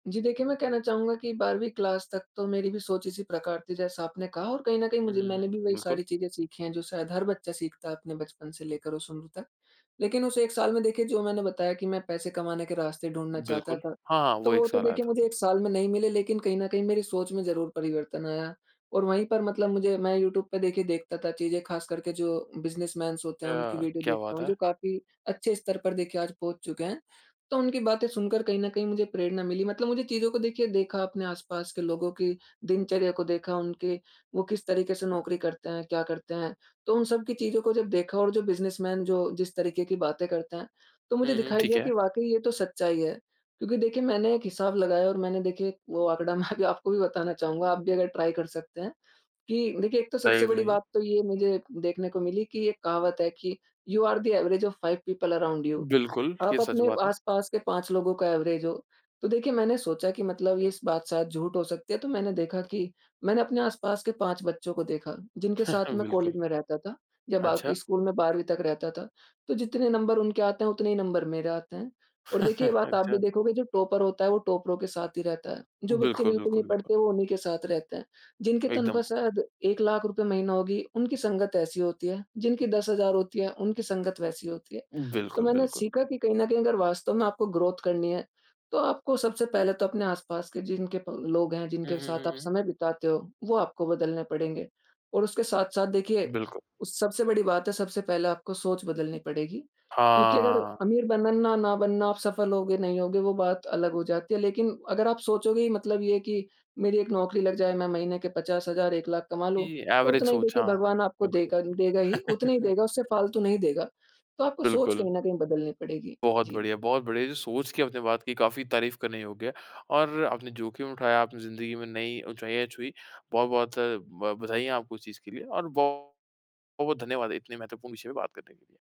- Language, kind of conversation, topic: Hindi, podcast, जोखिम उठाने से पहले आप अपनी अनिश्चितता को कैसे कम करते हैं?
- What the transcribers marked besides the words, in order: in English: "बिजनेसमैन्स"; in English: "बिजनेसमैन"; laughing while speaking: "मैं अभी"; unintelligible speech; in English: "ट्राई"; in English: "एवरेज"; chuckle; chuckle; laughing while speaking: "अच्छा"; in English: "टॉपर"; in English: "ग्रोथ"; in English: "एवरेज"; chuckle